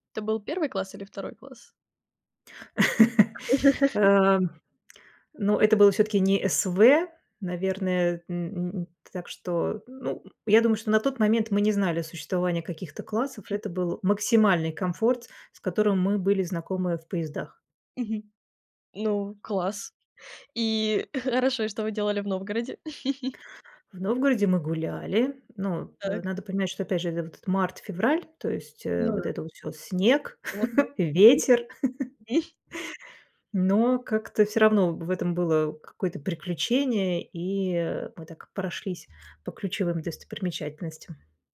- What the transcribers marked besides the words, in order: laugh; tapping; laugh; stressed: "максимальный комфорт"; chuckle; laugh; laugh; chuckle
- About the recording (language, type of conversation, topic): Russian, podcast, Каким было ваше приключение, которое началось со спонтанной идеи?